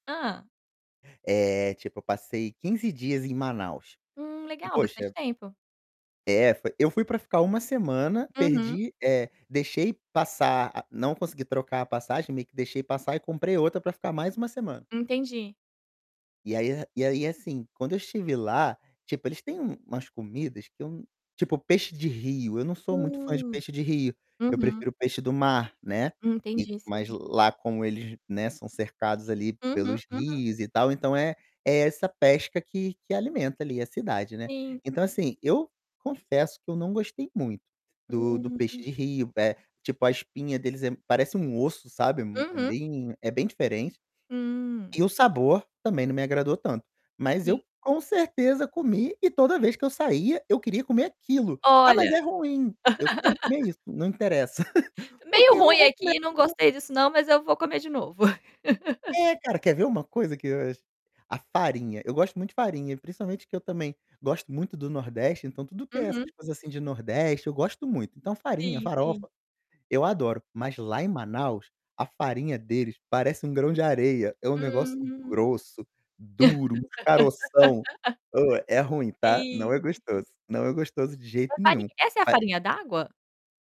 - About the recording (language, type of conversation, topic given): Portuguese, podcast, Como viajar te ensinou a lidar com as diferenças culturais?
- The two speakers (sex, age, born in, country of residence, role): female, 30-34, Brazil, Portugal, host; male, 35-39, Brazil, Portugal, guest
- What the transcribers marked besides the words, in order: distorted speech; tapping; static; laugh; laugh; unintelligible speech; laugh; laugh